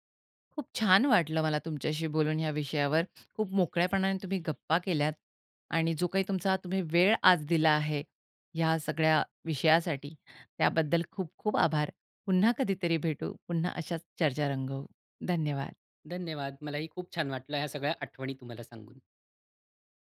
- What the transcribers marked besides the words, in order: sniff
- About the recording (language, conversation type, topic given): Marathi, podcast, फॅशनसाठी तुम्हाला प्रेरणा कुठून मिळते?